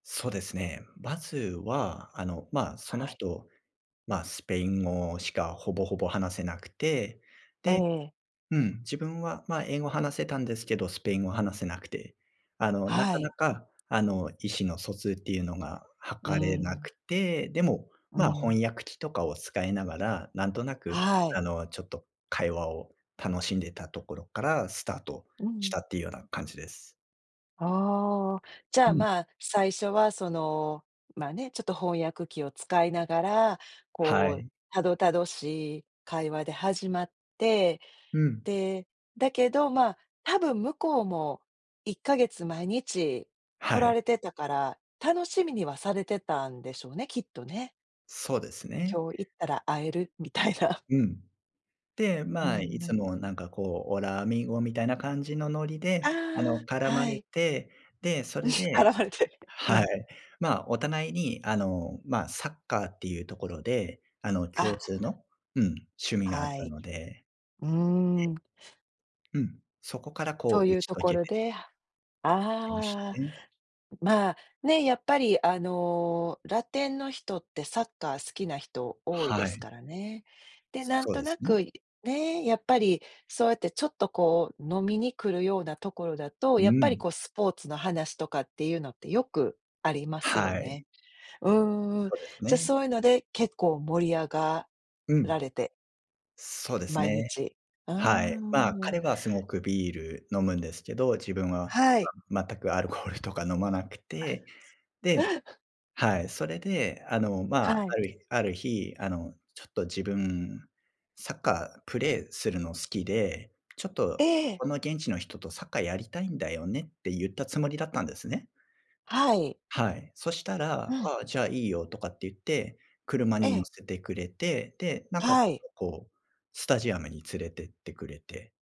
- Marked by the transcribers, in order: laughing while speaking: "みたいな"; in Spanish: "オラアミーゴ"; giggle; laughing while speaking: "絡まれて"; tapping; unintelligible speech; laughing while speaking: "アルコールとか"; giggle
- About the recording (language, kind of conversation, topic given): Japanese, podcast, 旅先で偶然出会った人との忘れられない出来事は何ですか？